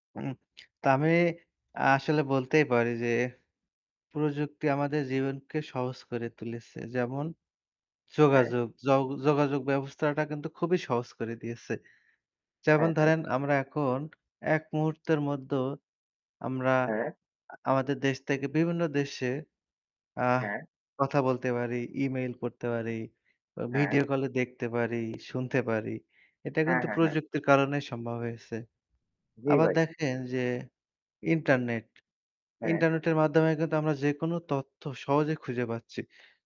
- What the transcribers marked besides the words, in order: static
- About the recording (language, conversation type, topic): Bengali, unstructured, তুমি কি মনে করো প্রযুক্তি আমাদের জীবনে কেমন প্রভাব ফেলে?